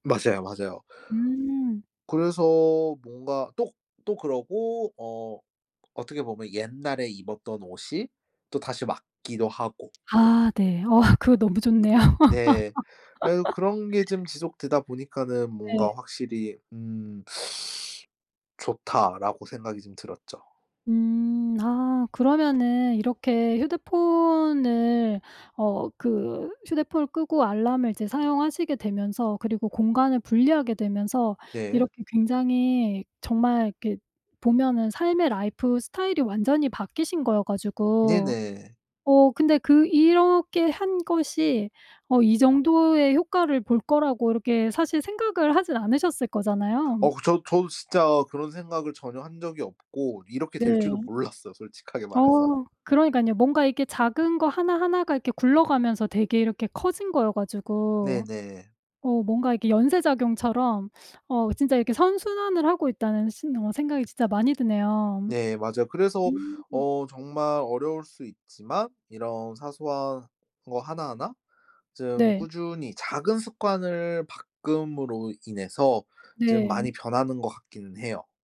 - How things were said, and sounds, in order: tapping; laughing while speaking: "어"; laugh; teeth sucking; in English: "life style이"; laughing while speaking: "솔직하게"; teeth sucking; other background noise
- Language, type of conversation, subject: Korean, podcast, 작은 습관이 삶을 바꾼 적이 있나요?